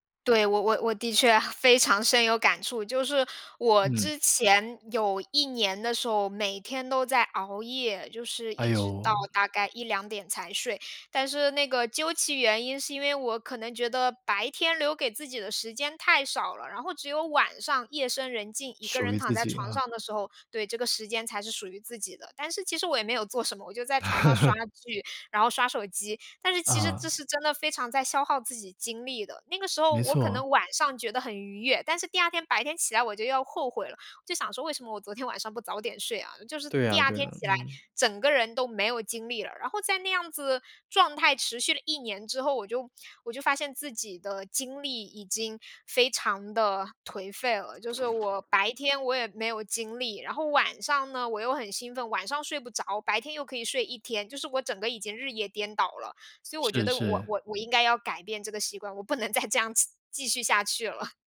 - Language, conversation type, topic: Chinese, podcast, 你是怎么下定决心改变某个习惯的？
- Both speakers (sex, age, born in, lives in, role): female, 30-34, China, Germany, guest; male, 30-34, China, United States, host
- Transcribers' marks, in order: other background noise; laughing while speaking: "什么"; laugh; laughing while speaking: "不能再这样子"; chuckle